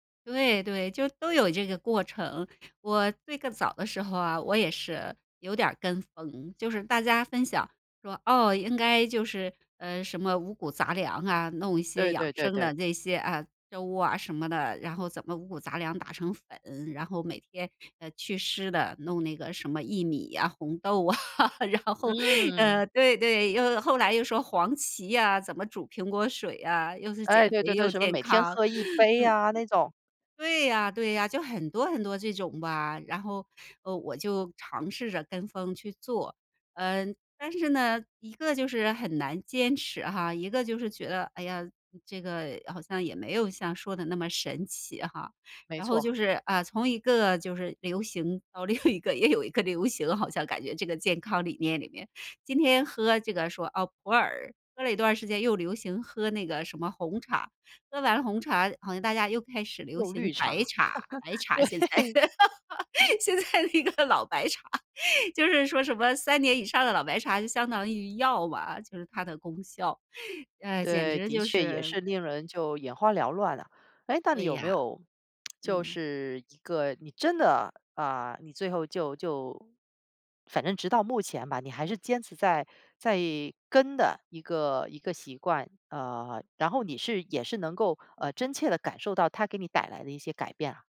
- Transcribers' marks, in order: other background noise; laughing while speaking: "啊，然后"; chuckle; laughing while speaking: "另一个 也有一个流行"; chuckle; laughing while speaking: "对"; laughing while speaking: "现在 现在那个老白茶"; tapping
- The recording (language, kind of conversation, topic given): Chinese, podcast, 你怎样才能避免很快放弃健康的新习惯？